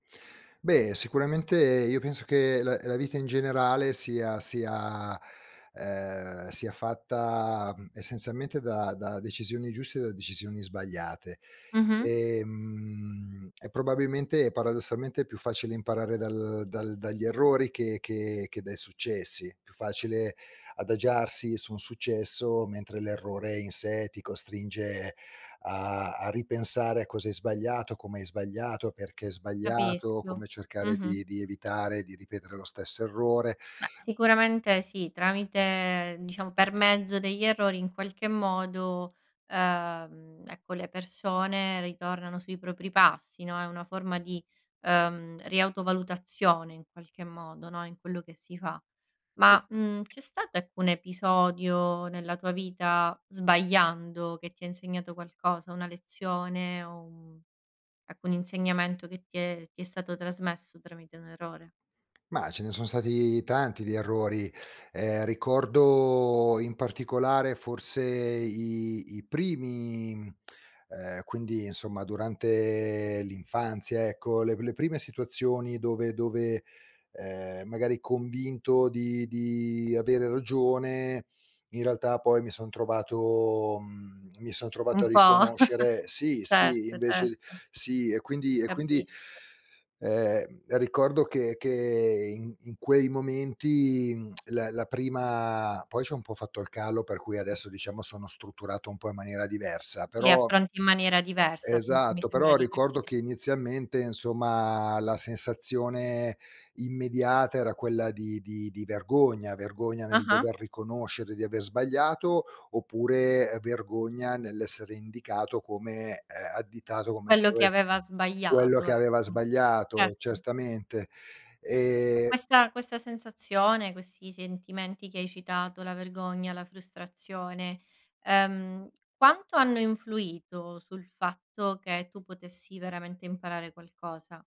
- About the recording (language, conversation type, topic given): Italian, podcast, Che ruolo hanno gli errori nel tuo apprendimento?
- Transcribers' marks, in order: other background noise; tapping; lip smack; chuckle; lip smack